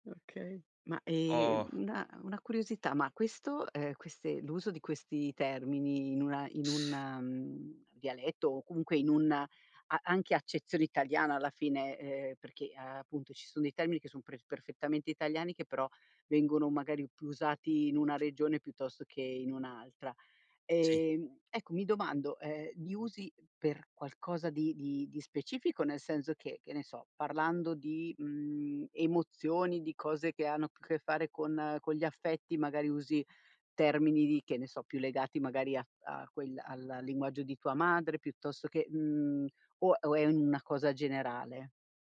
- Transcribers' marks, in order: other background noise
- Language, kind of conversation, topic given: Italian, podcast, Che ruolo ha la lingua nella tua identità?